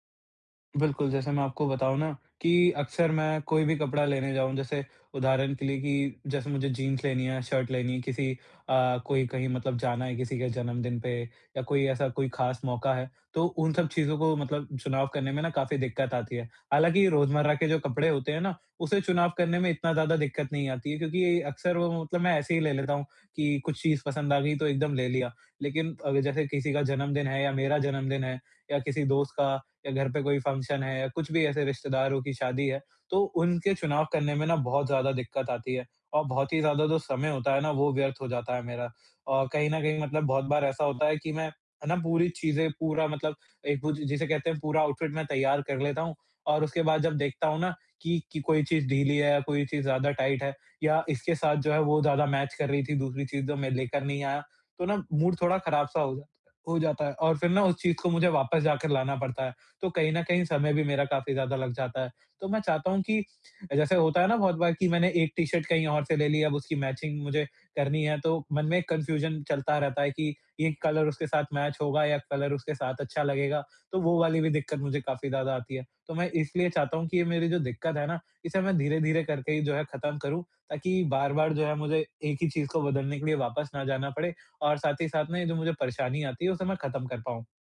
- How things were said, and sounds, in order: in English: "फ़ंक्शन"; in English: "आउटफ़िट"; in English: "टाइट"; in English: "मैच"; in English: "मूड"; other background noise; in English: "मैचिंग"; in English: "कन्फ़्यूजन"; in English: "कलर"; in English: "मैच"; in English: "कलर"
- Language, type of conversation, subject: Hindi, advice, मेरे लिए किस तरह के कपड़े सबसे अच्छे होंगे?
- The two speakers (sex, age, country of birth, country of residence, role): male, 45-49, India, India, user; male, 50-54, India, India, advisor